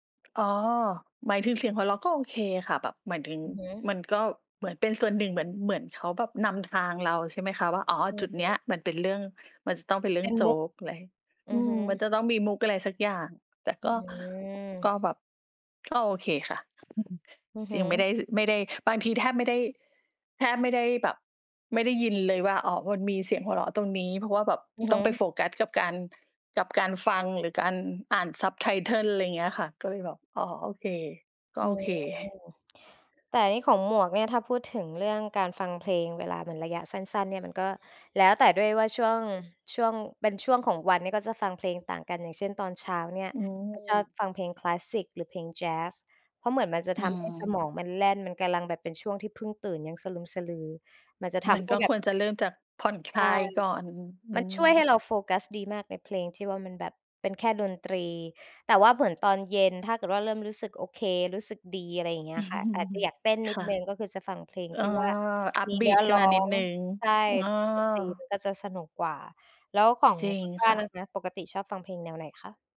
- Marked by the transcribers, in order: other background noise; chuckle; chuckle; in English: "upbeat"; tapping
- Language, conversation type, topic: Thai, unstructured, ระหว่างการฟังเพลงกับการดูหนัง คุณชอบทำอะไรมากกว่ากัน?